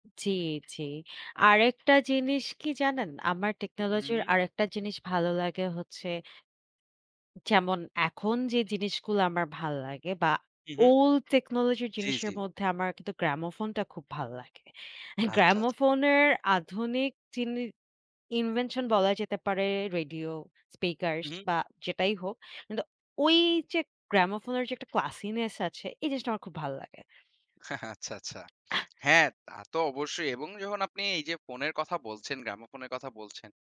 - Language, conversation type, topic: Bengali, unstructured, প্রযুক্তি আমাদের দৈনন্দিন জীবনে কীভাবে পরিবর্তন এনেছে?
- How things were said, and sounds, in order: in English: "old technology"; in English: "invention"; in English: "classiness"; laughing while speaking: "আচ্ছা, আচ্ছা"; cough